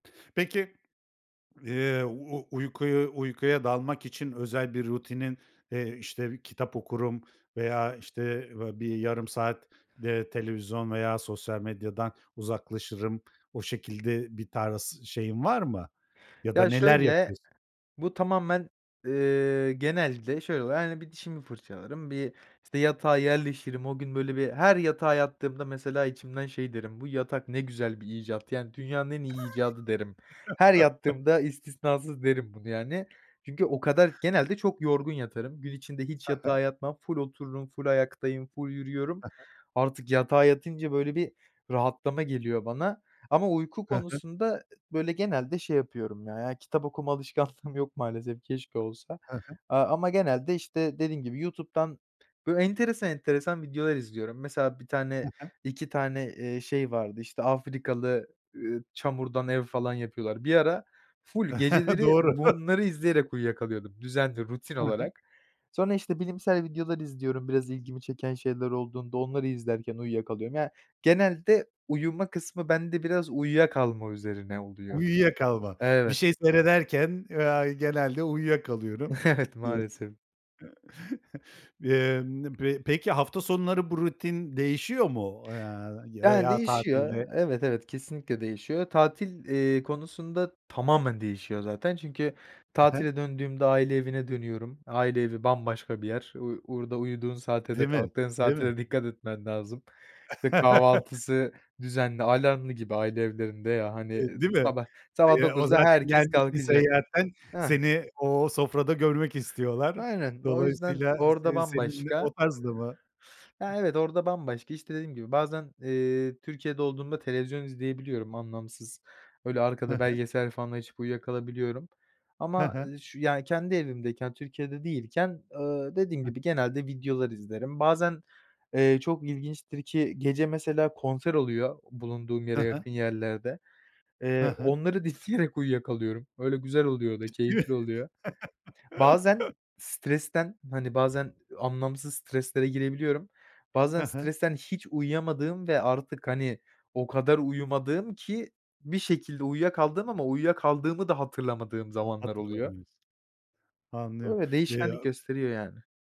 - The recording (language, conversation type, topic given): Turkish, podcast, Uyumadan önce akşam rutinin nasıl oluyor?
- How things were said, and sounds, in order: other background noise; chuckle; tapping; chuckle; laughing while speaking: "Evet"; chuckle; chuckle; unintelligible speech; chuckle